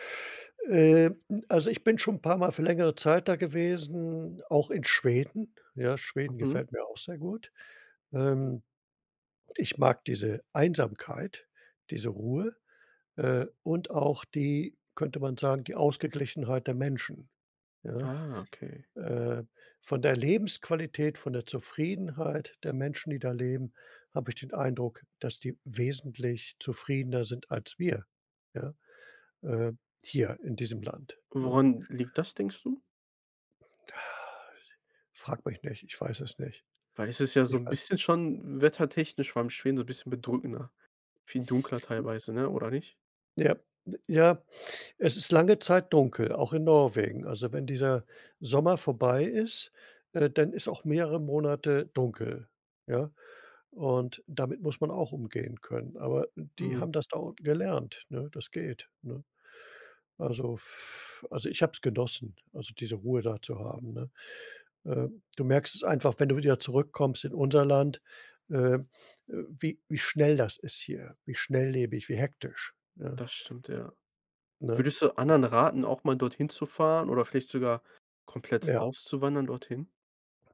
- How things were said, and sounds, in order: sigh; other background noise
- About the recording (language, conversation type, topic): German, podcast, Was war die eindrücklichste Landschaft, die du je gesehen hast?